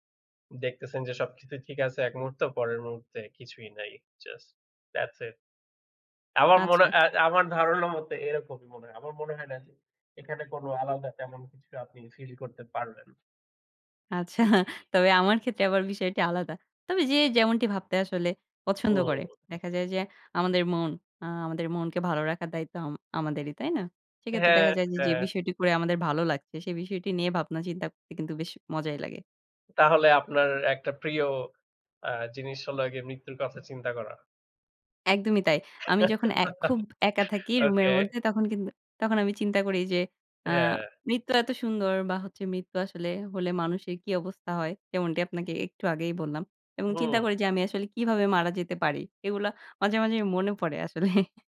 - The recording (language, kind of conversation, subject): Bengali, unstructured, আপনার জীবনে মৃত্যুর প্রভাব কীভাবে পড়েছে?
- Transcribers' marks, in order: in English: "Just thats it"; chuckle; laughing while speaking: "তবে আমার ক্ষেত্রে আবার বিষয়টি আলাদা"; other background noise; laugh; chuckle